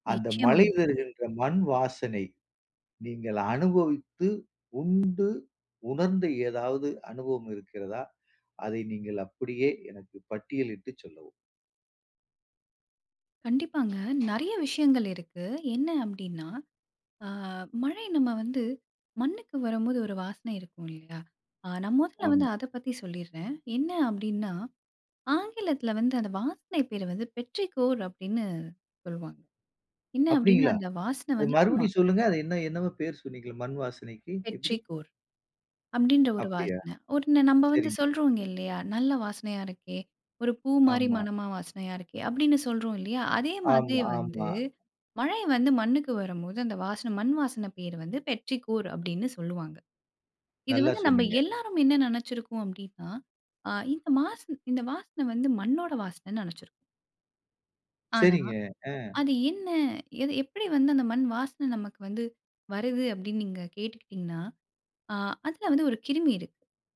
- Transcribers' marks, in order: in English: "பெற்றிகோர்"; in English: "பெற்றிகோர்"; in English: "பெற்றிகோர்"
- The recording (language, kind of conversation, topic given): Tamil, podcast, இயற்கையின் மண் வாசனை உங்களுக்கு என்ன நினைவுகளைத் தூண்டும்?